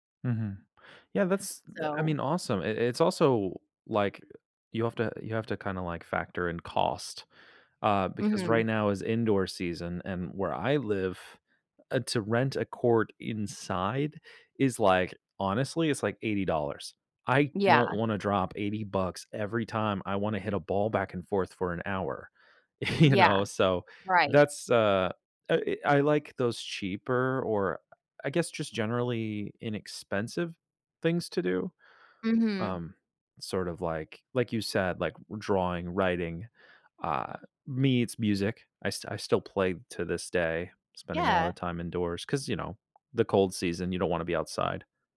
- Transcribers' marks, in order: laughing while speaking: "you"
- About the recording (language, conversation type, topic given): English, unstructured, How do I handle envy when someone is better at my hobby?